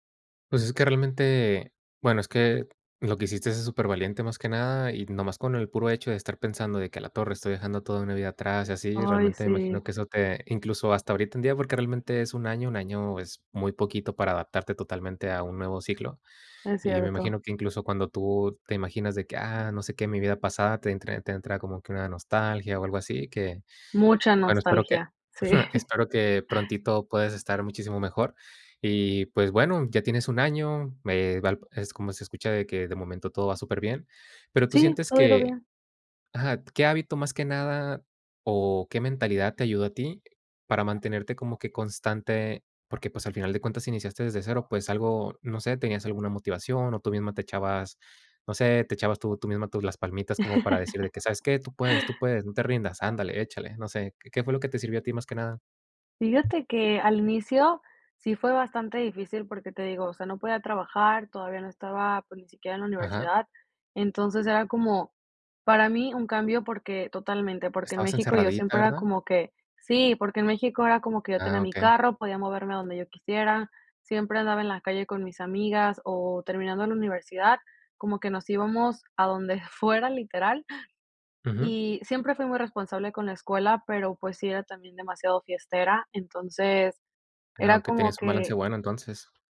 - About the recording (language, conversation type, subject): Spanish, podcast, ¿Qué consejo práctico darías para empezar de cero?
- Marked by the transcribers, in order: laughing while speaking: "sí"; chuckle; dog barking; laugh; tapping; laughing while speaking: "fuera"